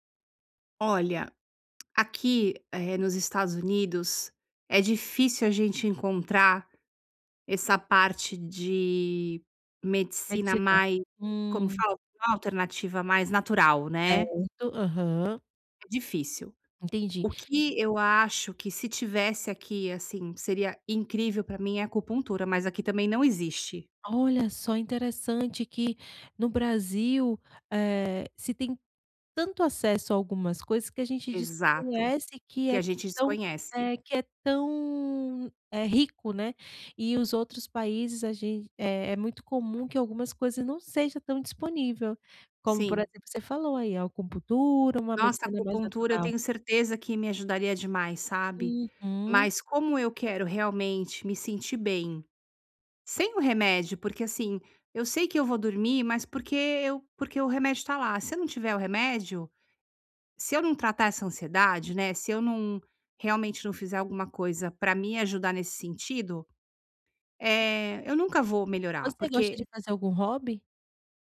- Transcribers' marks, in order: unintelligible speech; tapping
- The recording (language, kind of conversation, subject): Portuguese, advice, Como posso reduzir a ansiedade antes de dormir?